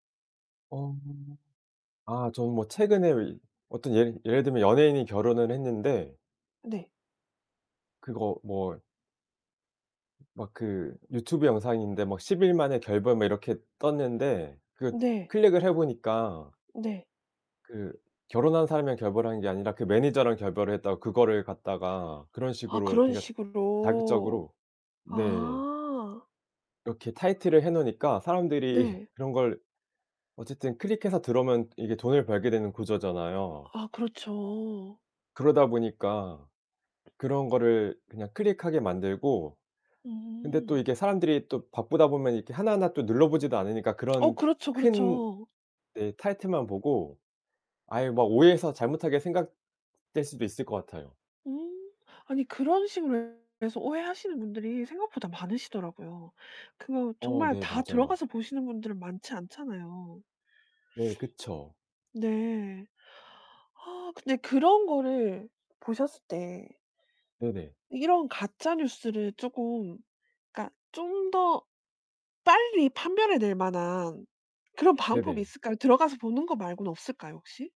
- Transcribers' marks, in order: tapping; other background noise; distorted speech; laugh
- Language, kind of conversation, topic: Korean, podcast, 인터넷 정보 중 진짜와 가짜를 어떻게 구분하시나요?